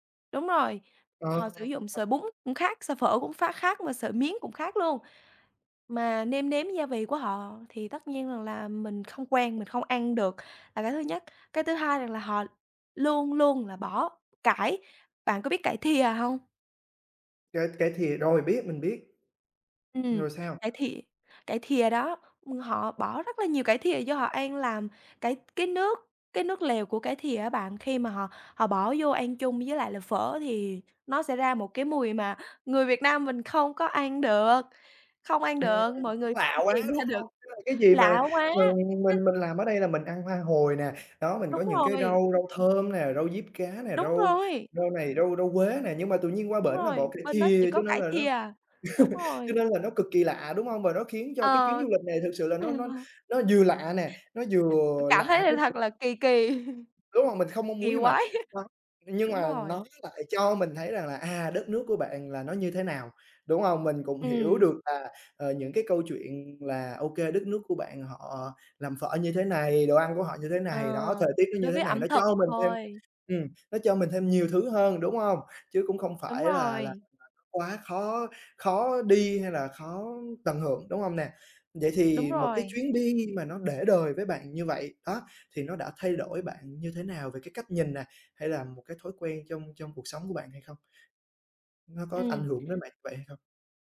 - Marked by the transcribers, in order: laughing while speaking: "được"; other noise; tapping; laugh; chuckle; other background noise; unintelligible speech; chuckle; laugh; unintelligible speech
- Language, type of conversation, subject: Vietnamese, podcast, Bạn đã từng có chuyến du lịch để đời chưa? Kể xem?